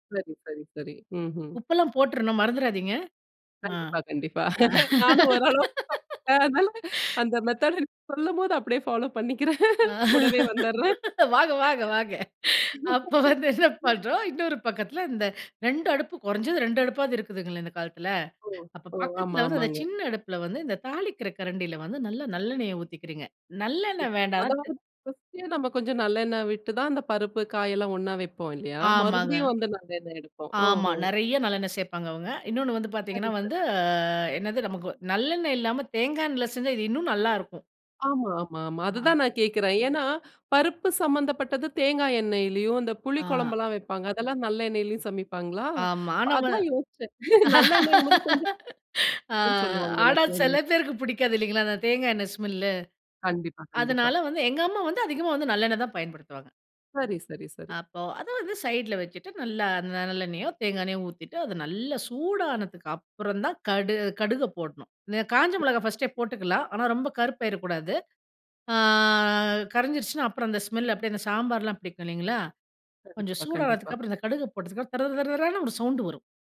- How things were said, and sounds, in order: laughing while speaking: "நானும் ஓரளவுக்கு அதனால, அந்த மெத்தட் எனக்கு சொல்லும்போது அப்டியே ஃபாலோ பண்ணிக்கிறேன். கூடவே வந்துறேன்"; unintelligible speech; laugh; in English: "மெத்தட்"; laughing while speaking: "வாங்க வாங்க வாங்க! அப்ப வந்து என்ன பண்றோம், இன்னொரு பக்கத்துல"; in English: "ஃபாலோ"; chuckle; gasp; chuckle; breath; other noise; other background noise; drawn out: "வந்து"; laugh; chuckle; in English: "ஸ்மெல்"; in English: "சைடுல"; drawn out: "அ"; in English: "ஸ்மெல்"; in English: "சவுண்டு"
- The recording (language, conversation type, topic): Tamil, podcast, இந்த ரெசிபியின் ரகசியம் என்ன?